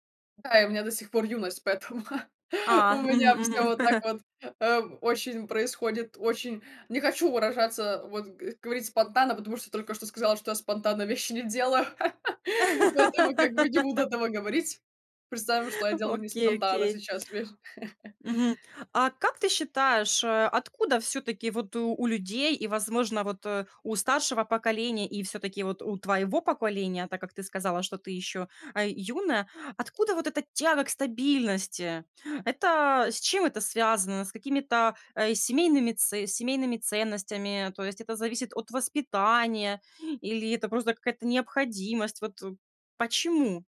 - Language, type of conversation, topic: Russian, podcast, Что для тебя важнее: стабильность или смысл?
- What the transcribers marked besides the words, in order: laughing while speaking: "поэтому"; chuckle; laugh; laugh